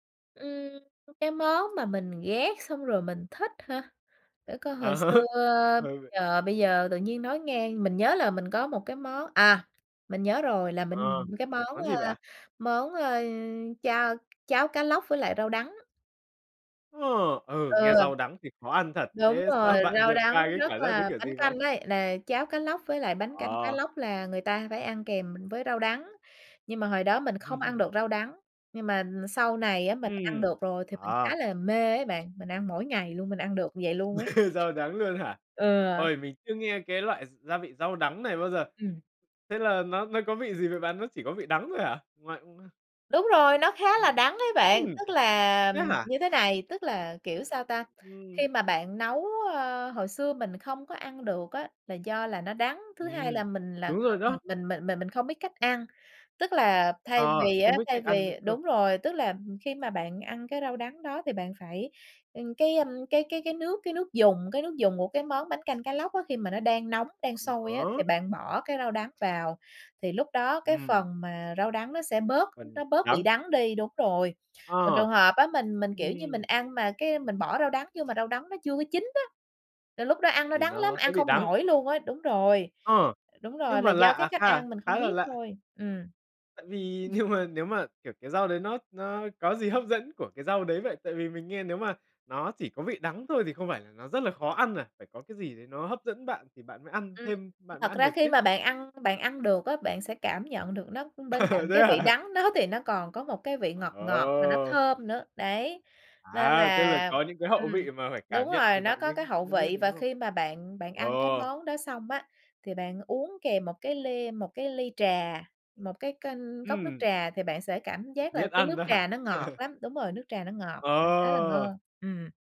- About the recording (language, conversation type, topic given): Vietnamese, podcast, Những món ăn truyền thống nào không thể thiếu ở nhà bạn?
- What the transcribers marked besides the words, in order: laughing while speaking: "À"; tapping; laughing while speaking: "sau"; laugh; other background noise; laughing while speaking: "nhưng"; laugh; laughing while speaking: "Thế à?"; laughing while speaking: "đó"; laugh